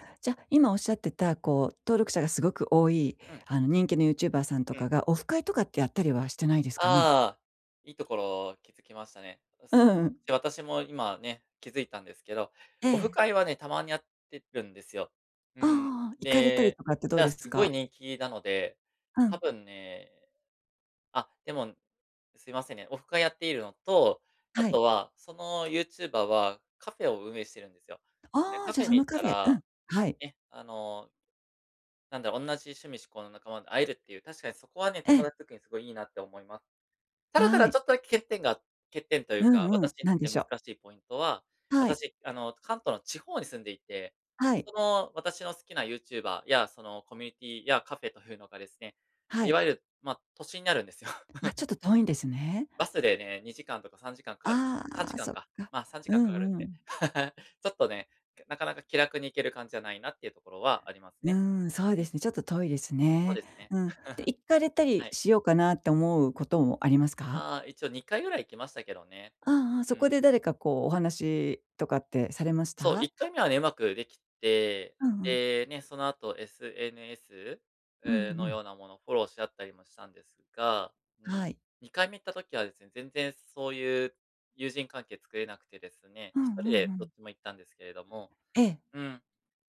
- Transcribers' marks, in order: other background noise; chuckle; chuckle; chuckle
- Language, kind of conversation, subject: Japanese, advice, 新しい場所で感じる孤独や寂しさを、どうすればうまく対処できますか？
- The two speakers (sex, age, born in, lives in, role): female, 55-59, Japan, Japan, advisor; male, 35-39, Japan, Japan, user